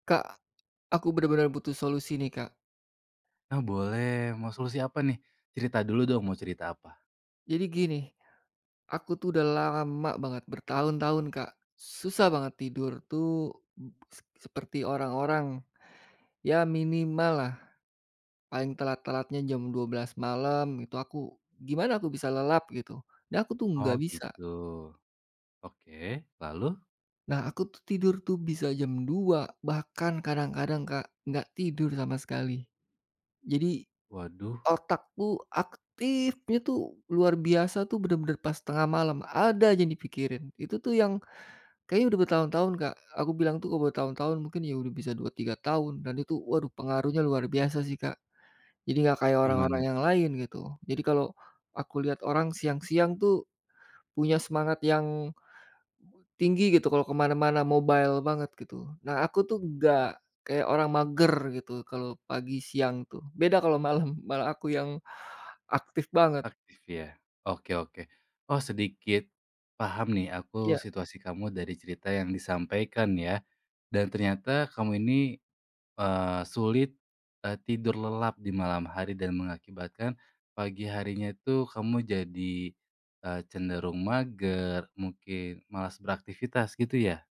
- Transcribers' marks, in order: drawn out: "lama"; stressed: "susah"; other background noise; stressed: "aktifnya"; in English: "mobile"; laughing while speaking: "malam"
- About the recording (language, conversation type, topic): Indonesian, advice, Bagaimana saya gagal menjaga pola tidur tetap teratur dan mengapa saya merasa lelah saat bangun pagi?